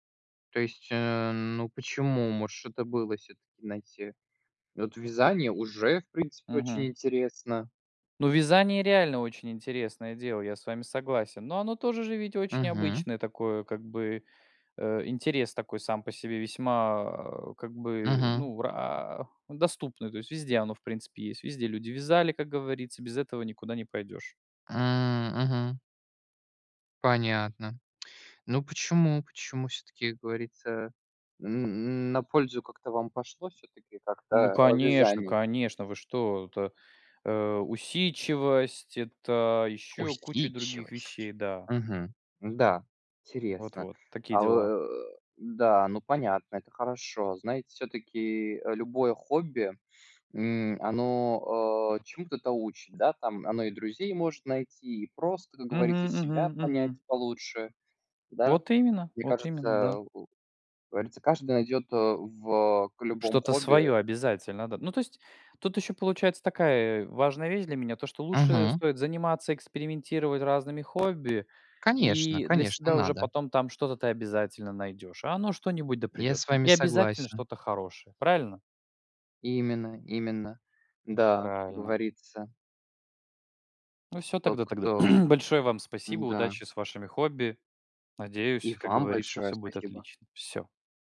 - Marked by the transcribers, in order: tapping; grunt; other background noise; throat clearing
- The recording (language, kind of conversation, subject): Russian, unstructured, Как хобби помогает заводить новых друзей?